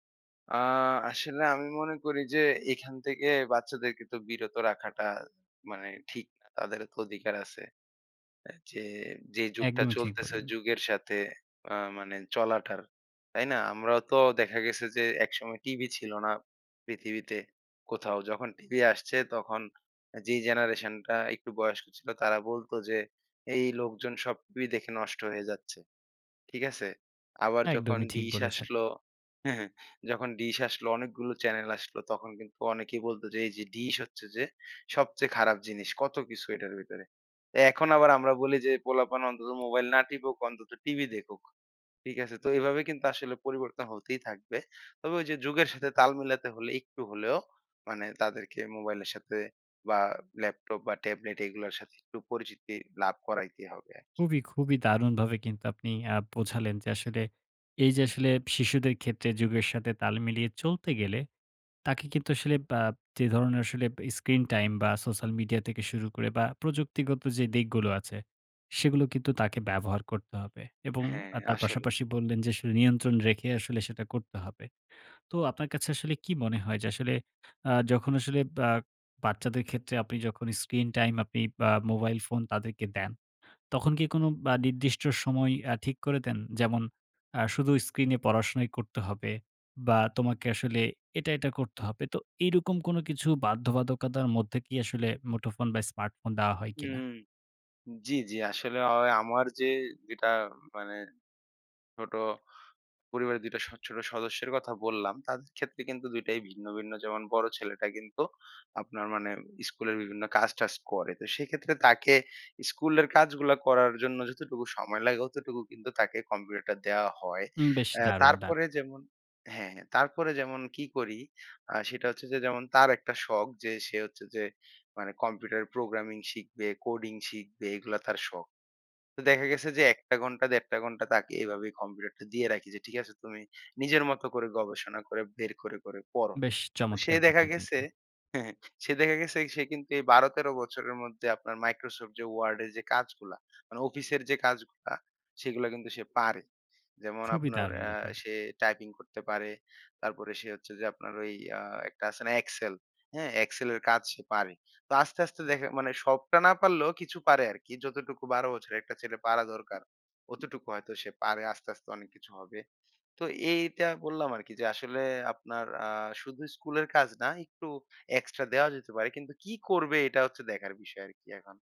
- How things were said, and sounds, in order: scoff; chuckle
- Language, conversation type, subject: Bengali, podcast, শিশুদের স্ক্রিন টাইম নিয়ন্ত্রণে সাধারণ কোনো উপায় আছে কি?